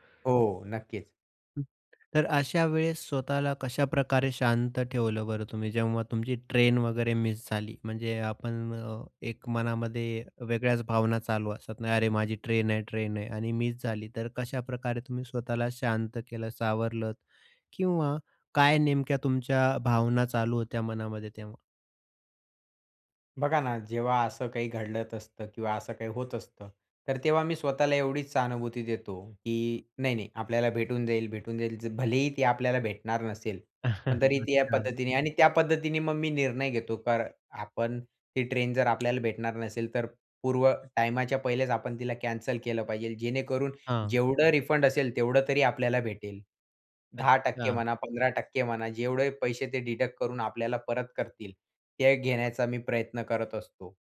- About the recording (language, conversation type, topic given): Marathi, podcast, तुम्ही कधी फ्लाइट किंवा ट्रेन चुकवली आहे का, आणि तो अनुभव सांगू शकाल का?
- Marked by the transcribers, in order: other background noise; unintelligible speech; tapping; chuckle; in English: "रिफंड"; in English: "डिडक्ट"; unintelligible speech